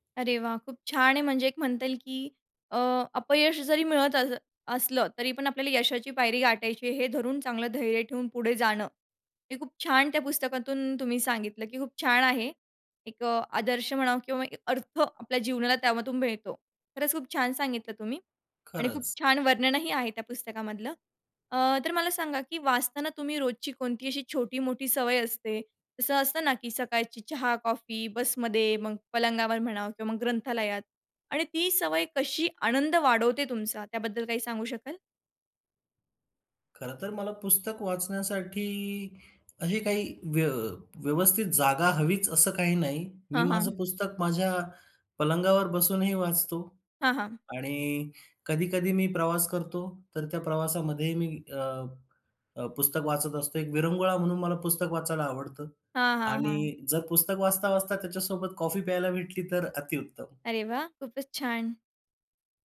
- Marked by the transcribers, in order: joyful: "तर अतिउत्तम"
- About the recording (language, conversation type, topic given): Marathi, podcast, पुस्तकं वाचताना तुला काय आनंद येतो?